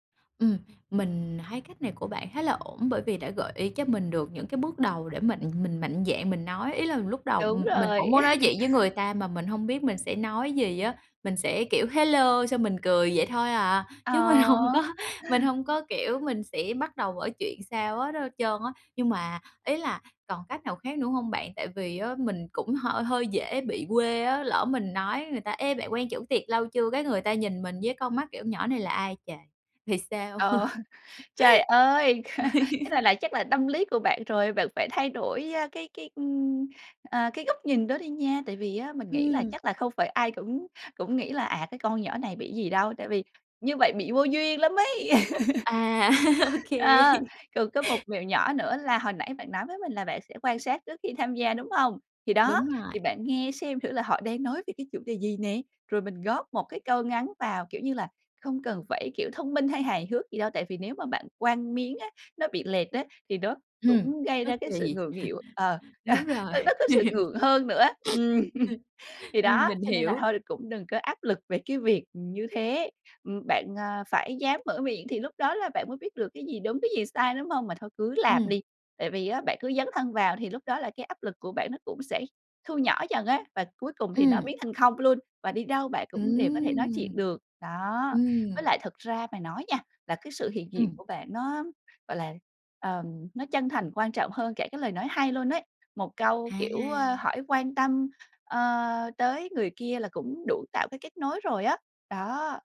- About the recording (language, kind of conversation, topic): Vietnamese, advice, Làm sao để tôi không cảm thấy lạc lõng trong buổi tiệc với bạn bè?
- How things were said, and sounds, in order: tapping; laugh; laughing while speaking: "hông có"; chuckle; laugh; laugh; laughing while speaking: "kê"; chuckle; laughing while speaking: "Đúng rồi"; laugh; sniff; laughing while speaking: "À"; laughing while speaking: "Ừm"